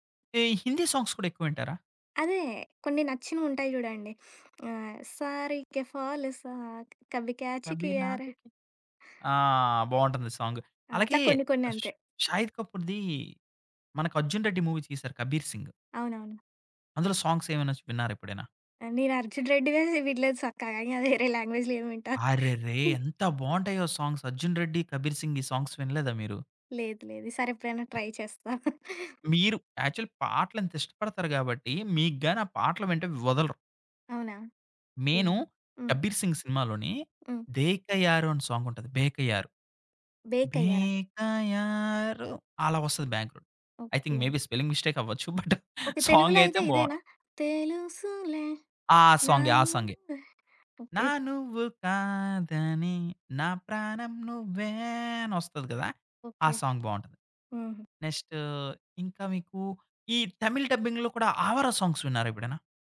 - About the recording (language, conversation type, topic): Telugu, podcast, నీకు హృదయానికి అత్యంత దగ్గరగా అనిపించే పాట ఏది?
- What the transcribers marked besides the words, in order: in English: "సాంగ్స్"; sniff; singing: "సారీకె ఫాల్ సా కభీ క్యాచ్ కియా రే"; in English: "మూవీ"; laughing while speaking: "ఇంగా వేరే లాంగ్వేజ్‌లేం వింటా"; in English: "లాంగ్వేజ్‌లేం"; in English: "సాంగ్స్"; in English: "సాంగ్స్"; other background noise; in English: "ట్రై"; chuckle; in English: "యాక్చువల్లీ"; in English: "సాంగ్"; singing: "బేకయారు"; in English: "బ్యాక్ రౌండ్. ఐ థింక్, మే బీ స్పెలింగ్ మిస్టేక్"; chuckle; in English: "బట్ సాంగ్"; singing: "తెలుసులే నా నువ్వే"; singing: "నా నువ్వు కాదని, నా ప్రాణం నువ్వే"; in English: "సాంగ్"; in English: "డబ్బింగ్‍లో"; in English: "సాంగ్స్"